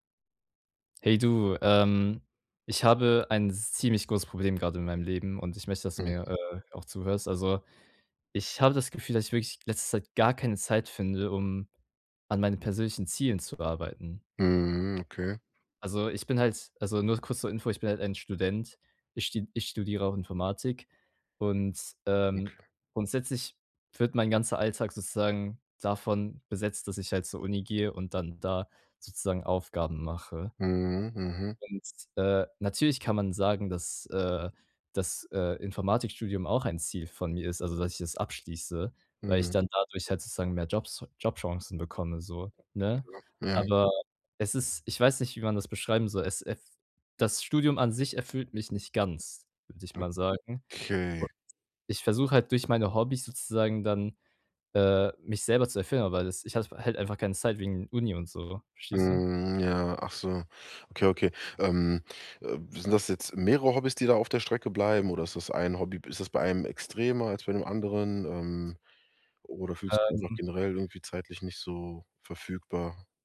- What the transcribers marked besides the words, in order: other background noise
- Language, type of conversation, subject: German, advice, Wie findest du Zeit, um an deinen persönlichen Zielen zu arbeiten?
- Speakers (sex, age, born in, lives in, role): male, 18-19, Germany, Germany, user; male, 30-34, Germany, Germany, advisor